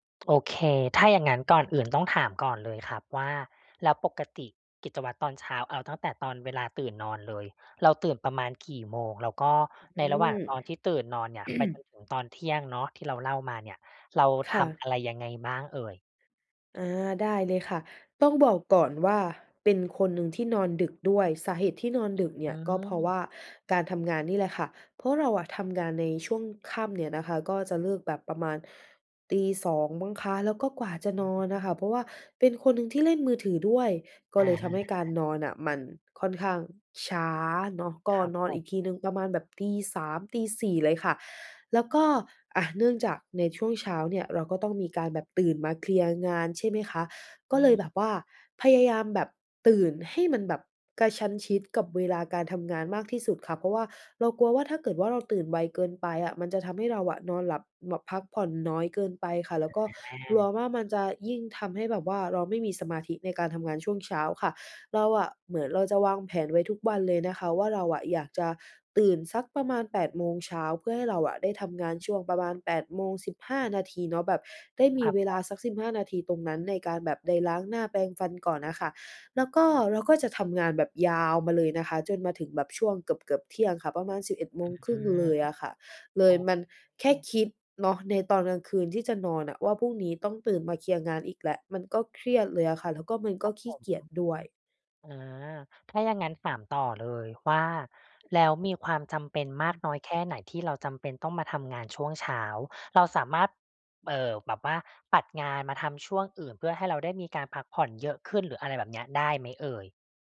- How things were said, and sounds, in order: throat clearing; tapping
- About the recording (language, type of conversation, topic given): Thai, advice, จะจัดตารางตอนเช้าเพื่อลดความเครียดและทำให้รู้สึกมีพลังได้อย่างไร?